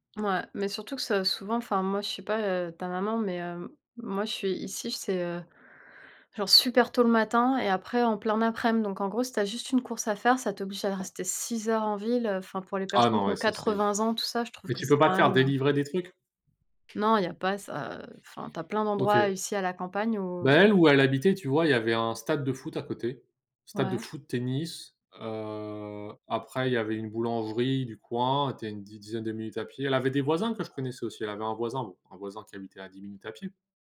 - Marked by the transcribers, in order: stressed: "super"; other background noise; stressed: "six"; tapping
- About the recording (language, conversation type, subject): French, unstructured, Qu’est-ce qui vous attire le plus : vivre en ville ou à la campagne ?